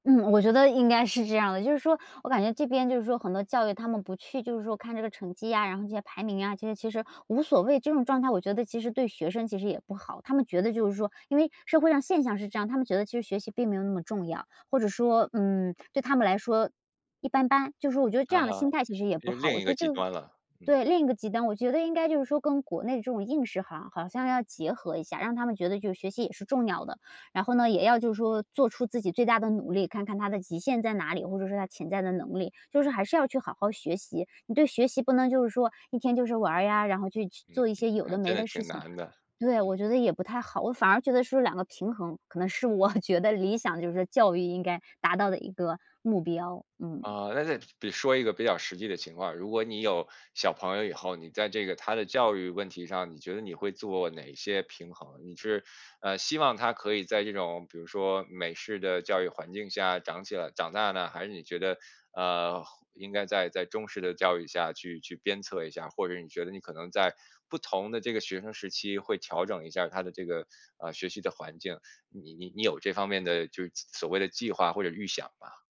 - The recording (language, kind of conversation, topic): Chinese, podcast, 你怎么看待当前的应试教育现象？
- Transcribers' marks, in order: other background noise; laughing while speaking: "我觉得"